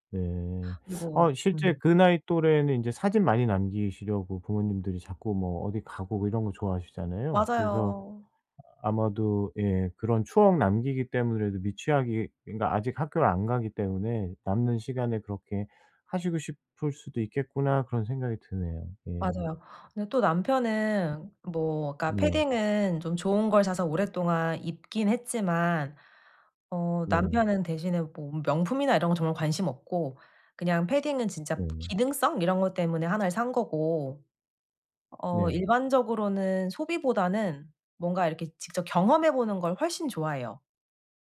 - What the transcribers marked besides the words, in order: teeth sucking; tapping
- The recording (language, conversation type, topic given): Korean, advice, 물건 대신 경험에 돈을 쓰는 것이 저에게 더 좋을까요?